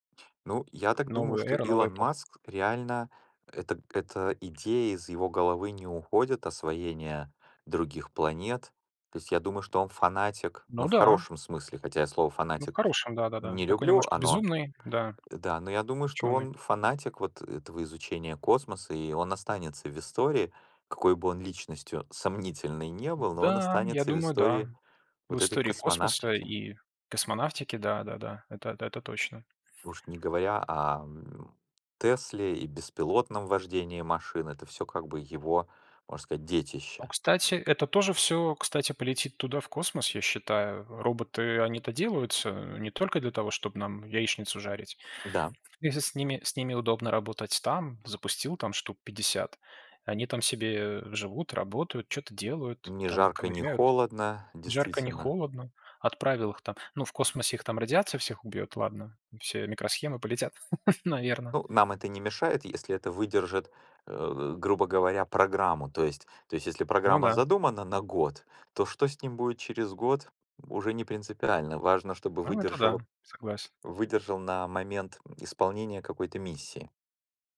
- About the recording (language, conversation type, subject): Russian, unstructured, Почему люди изучают космос и что это им даёт?
- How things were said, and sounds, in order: background speech; tapping; other background noise; chuckle